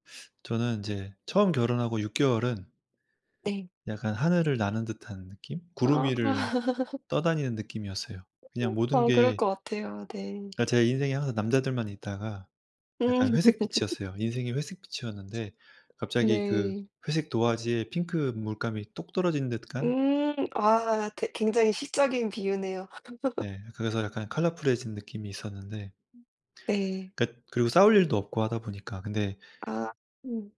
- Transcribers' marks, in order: other background noise; laugh; laugh; tapping; laugh
- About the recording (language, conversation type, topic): Korean, unstructured, 누군가를 사랑하다가 마음이 식었다고 느낄 때 어떻게 하는 게 좋을까요?
- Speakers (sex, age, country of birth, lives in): female, 20-24, South Korea, United States; male, 35-39, South Korea, France